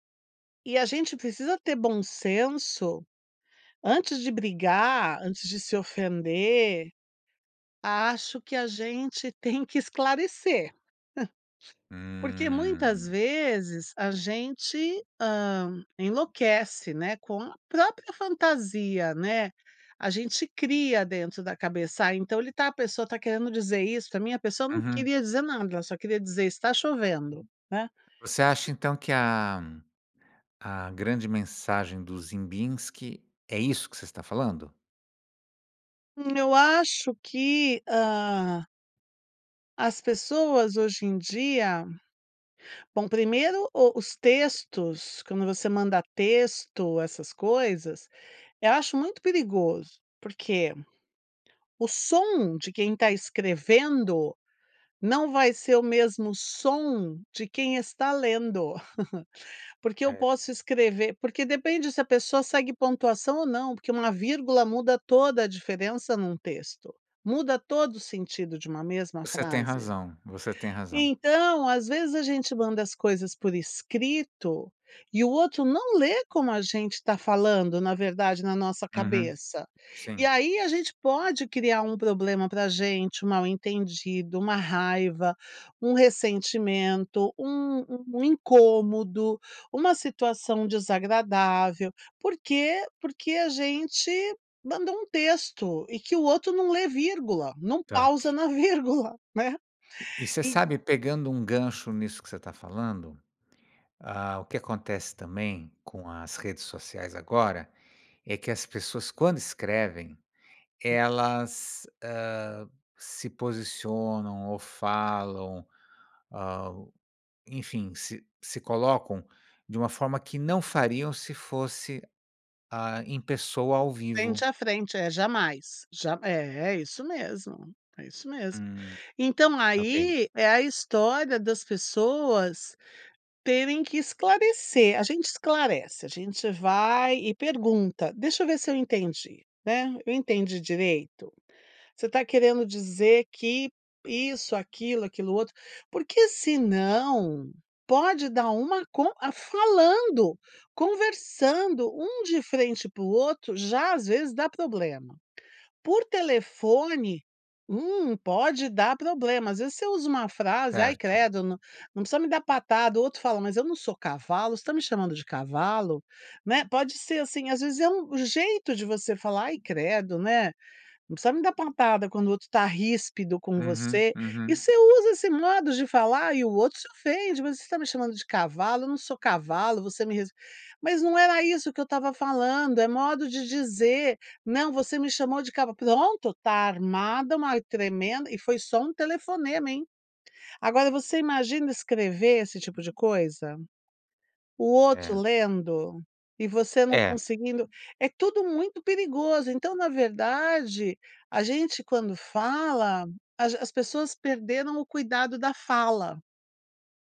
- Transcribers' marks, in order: chuckle; chuckle; other noise
- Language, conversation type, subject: Portuguese, podcast, Como lidar com interpretações diferentes de uma mesma frase?